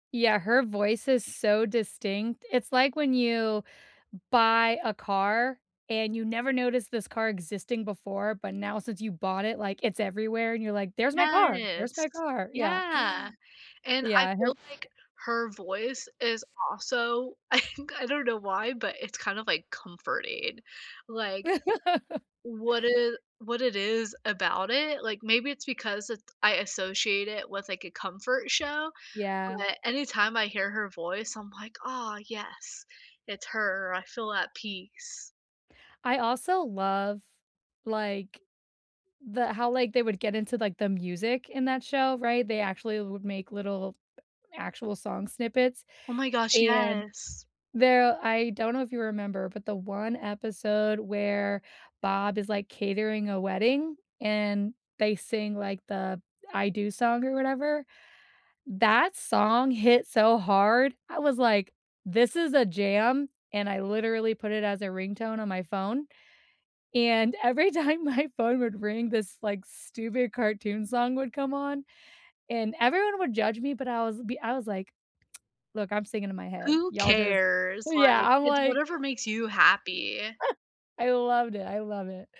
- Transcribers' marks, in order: other background noise; laughing while speaking: "I think"; laugh; laughing while speaking: "time my"; tsk; laugh
- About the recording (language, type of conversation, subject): English, unstructured, What’s your ultimate comfort rewatch, and why does it always make you feel better?
- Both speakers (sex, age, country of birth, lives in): female, 20-24, United States, United States; female, 35-39, United States, United States